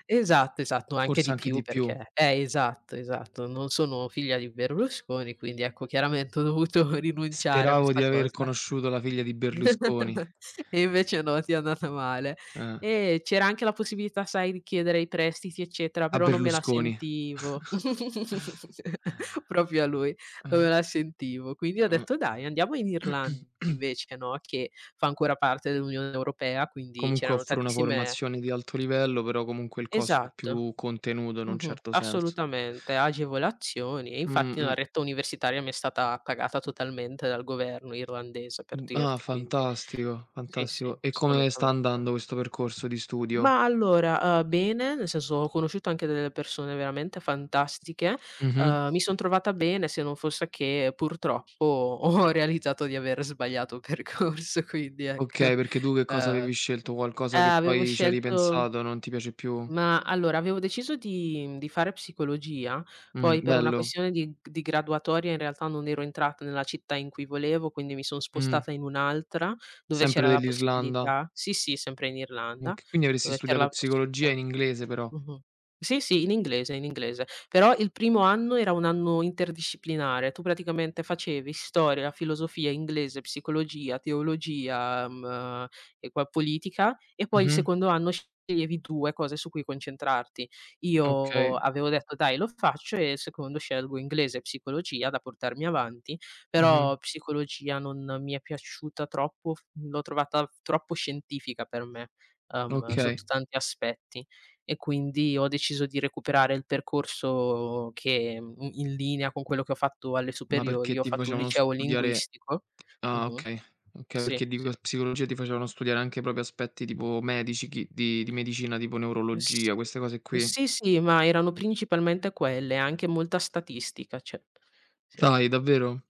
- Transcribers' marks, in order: other background noise; laughing while speaking: "ho dovuto"; chuckle; tapping; chuckle; sigh; throat clearing; laughing while speaking: "ho"; laughing while speaking: "percorso"; laughing while speaking: "ecco"; "proprio" said as "propio"; "cioè" said as "ceh"
- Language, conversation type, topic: Italian, unstructured, Cosa significa per te lasciare un ricordo positivo?
- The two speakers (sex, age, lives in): female, 20-24, Italy; male, 25-29, Italy